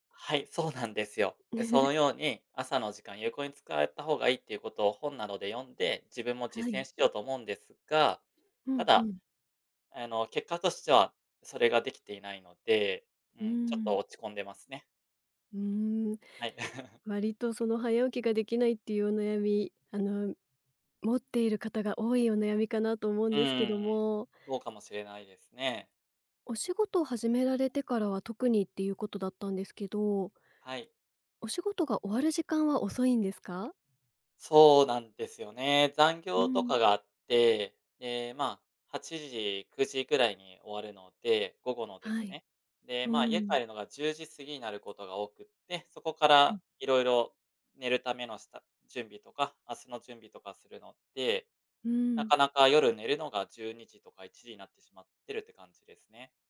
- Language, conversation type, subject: Japanese, advice, 朝起きられず、早起きを続けられないのはなぜですか？
- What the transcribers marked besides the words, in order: laugh; other noise; laugh